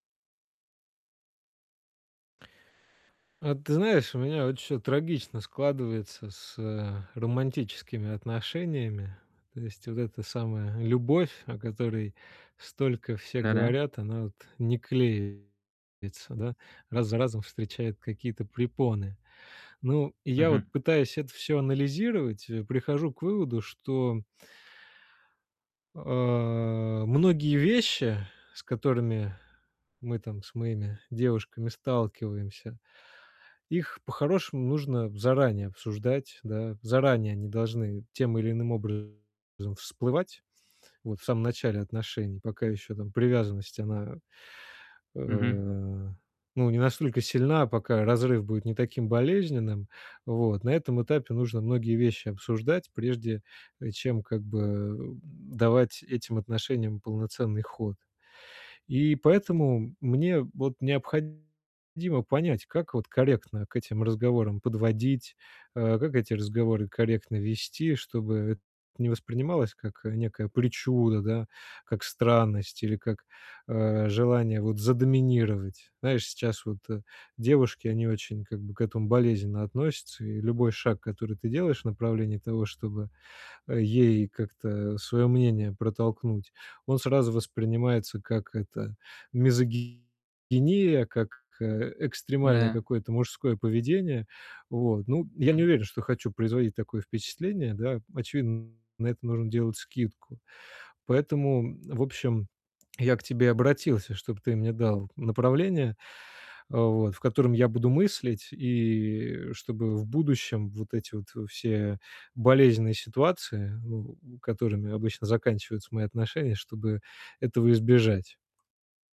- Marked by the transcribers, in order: distorted speech; drawn out: "а"; drawn out: "э"; other noise; other background noise; tapping
- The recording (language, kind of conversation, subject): Russian, advice, Как мне говорить партнёру о своих потребностях и личных границах в отношениях, чтобы избежать конфликта?